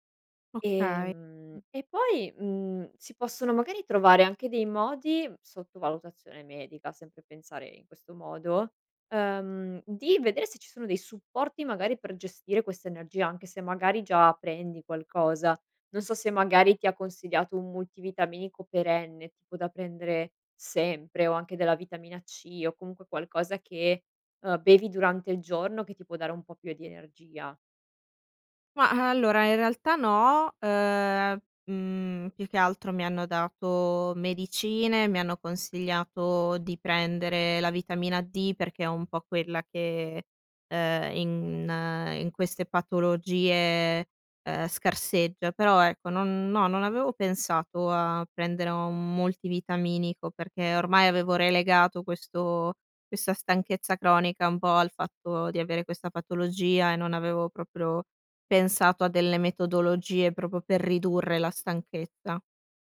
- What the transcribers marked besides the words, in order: other background noise; "proprio" said as "propo"
- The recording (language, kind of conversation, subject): Italian, advice, Come influisce l'affaticamento cronico sulla tua capacità di prenderti cura della famiglia e mantenere le relazioni?